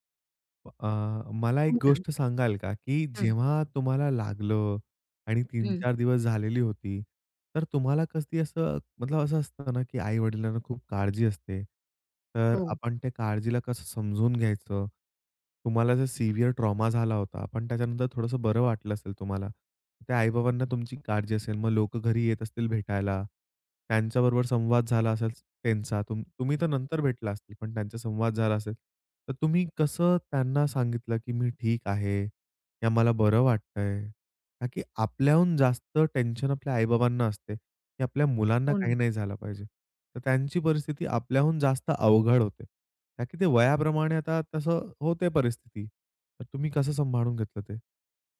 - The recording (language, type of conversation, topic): Marathi, podcast, जखम किंवा आजारानंतर स्वतःची काळजी तुम्ही कशी घेता?
- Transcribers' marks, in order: other background noise; tapping; in English: "सिव्हिअर ट्रॉमा"